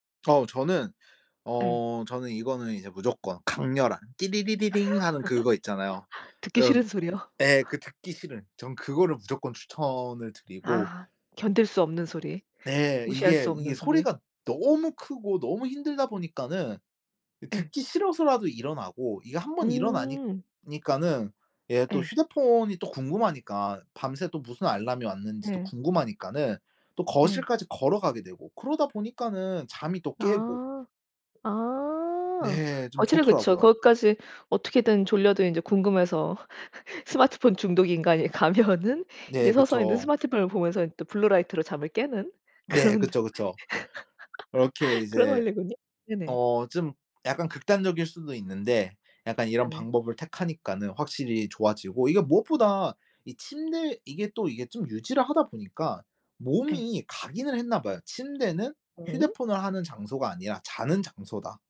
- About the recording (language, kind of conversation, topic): Korean, podcast, 작은 습관 하나가 삶을 바꾼 적이 있나요?
- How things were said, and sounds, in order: laugh; laugh; "어쨌든" said as "어채를"; other background noise; laugh; laughing while speaking: "가면은"; in English: "블루 라이트로"; laugh